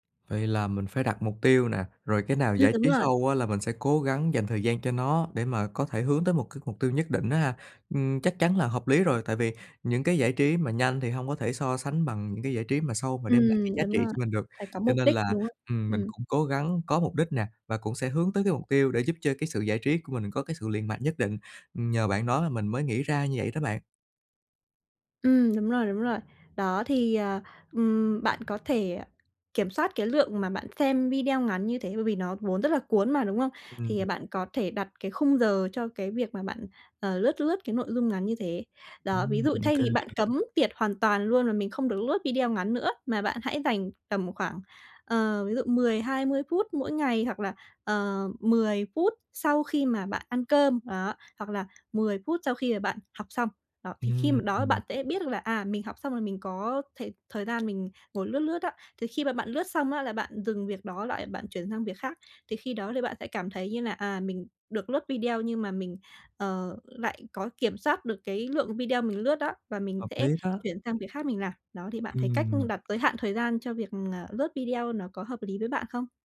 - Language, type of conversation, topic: Vietnamese, advice, Làm thế nào để tránh bị xao nhãng khi đang thư giãn, giải trí?
- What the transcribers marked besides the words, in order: tapping; other background noise; "liền" said as "liện"